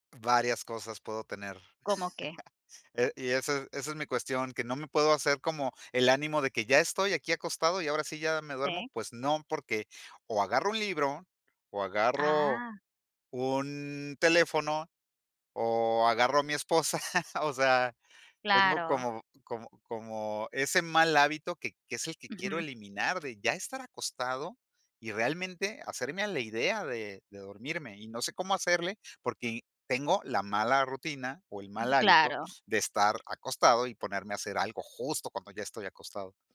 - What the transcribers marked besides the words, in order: laugh; laugh; other background noise
- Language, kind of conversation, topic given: Spanish, advice, ¿Cómo puedo lograr el hábito de dormir a una hora fija?